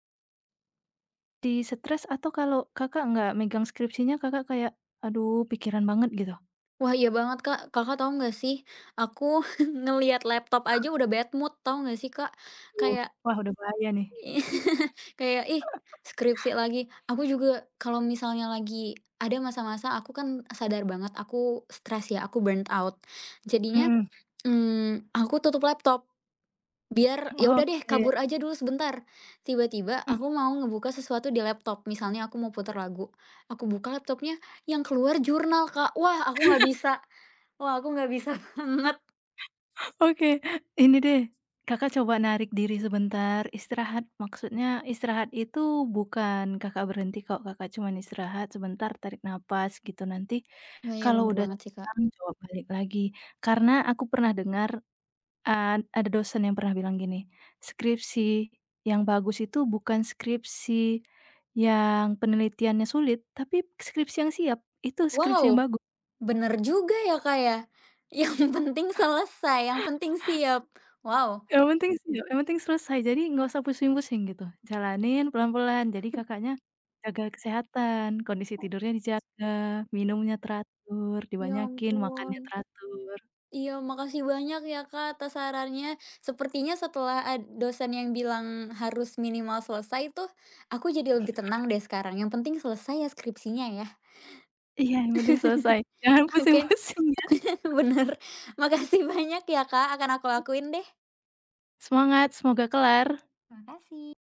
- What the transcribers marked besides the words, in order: laughing while speaking: "aku"; in English: "bad mood"; other background noise; laugh; in English: "burnout"; background speech; laughing while speaking: "Oke"; chuckle; laughing while speaking: "banget"; laughing while speaking: "Yang penting"; chuckle; chuckle; chuckle; laugh; laughing while speaking: "Benar. Makasih banyak ya"; laughing while speaking: "jangan pusing-pusing ya"
- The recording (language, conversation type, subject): Indonesian, advice, Mengapa Anda merasa stres karena tenggat kerja yang menumpuk?